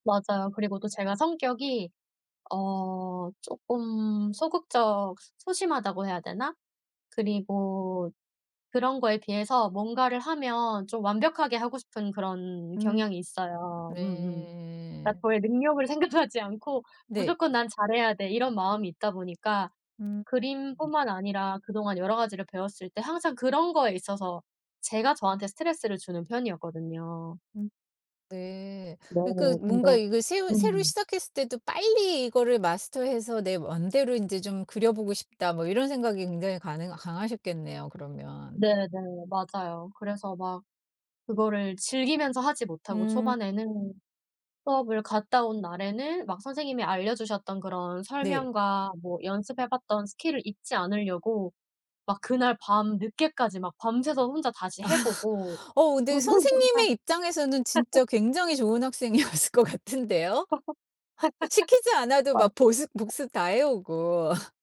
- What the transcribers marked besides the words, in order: other background noise; laughing while speaking: "생각하지"; laugh; laughing while speaking: "저는 정말"; laugh; laughing while speaking: "학생이었을 것"; laugh; tapping; laugh
- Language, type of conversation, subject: Korean, podcast, 창작을 하면서 내가 성장했다고 느낀 순간은 언제인가요?